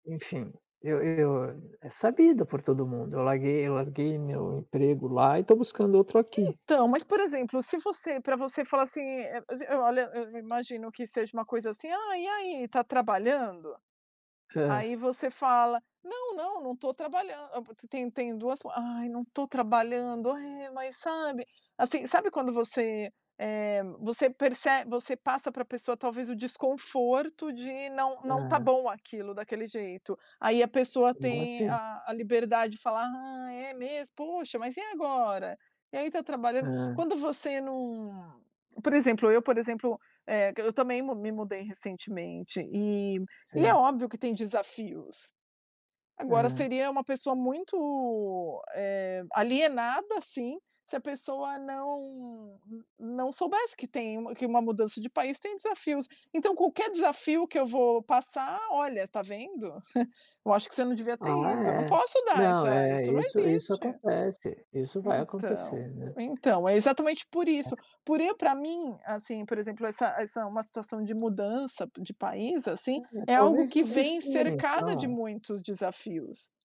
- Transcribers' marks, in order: unintelligible speech; chuckle; other noise
- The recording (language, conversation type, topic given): Portuguese, unstructured, Como você se mantém fiel aos seus objetivos apesar da influência de outras pessoas?